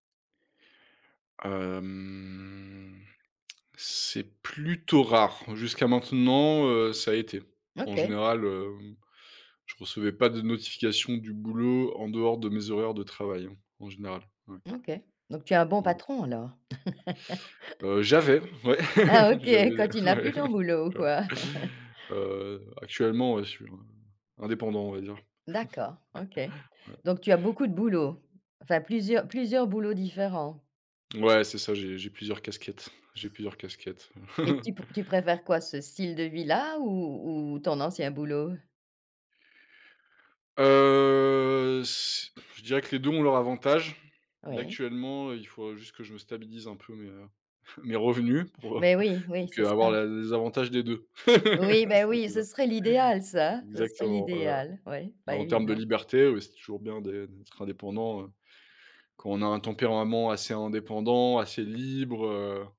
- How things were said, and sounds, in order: drawn out: "Hem"; laugh; laughing while speaking: "ouais"; laugh; chuckle; chuckle; drawn out: "Heu"; blowing; chuckle; laugh; stressed: "libre"
- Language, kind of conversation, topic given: French, podcast, Comment gères-tu tes notifications au quotidien ?